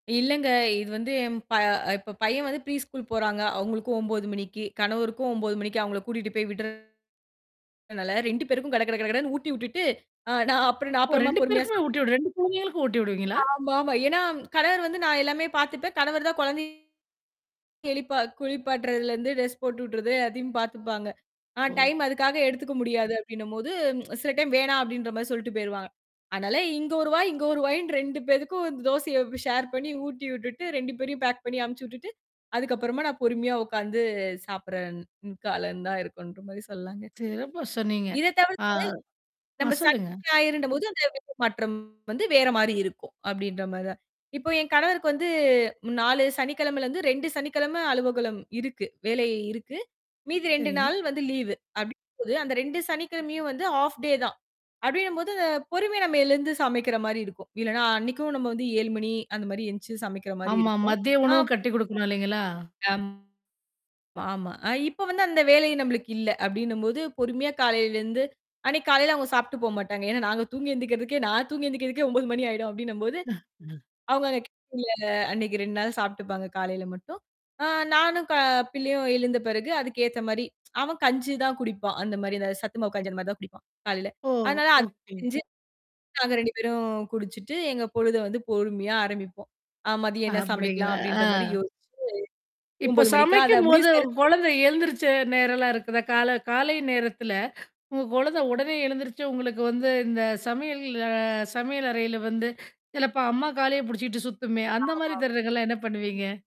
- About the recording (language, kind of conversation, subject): Tamil, podcast, உங்கள் வீட்டில் காலை நேர பழக்கவழக்கங்கள் எப்படி இருக்கின்றன?
- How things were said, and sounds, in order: static; in English: "ப்ரீ ஸ்கூல்"; distorted speech; laughing while speaking: "நான் அப்புறம் நான்"; in English: "டிரெஸ்"; in English: "டைம்"; in English: "டைம்"; in English: "ஷேர்"; in English: "பேக்"; unintelligible speech; unintelligible speech; in English: "லீவு"; in English: "ஹாஃப் டே"; "எழுந்திரிச்சு" said as "எந்துச்சு"; other noise; laughing while speaking: "ஒன்பது மணி ஆயிடும்"; chuckle; unintelligible speech; tsk; laughing while speaking: "அப்பிடிங்களா!"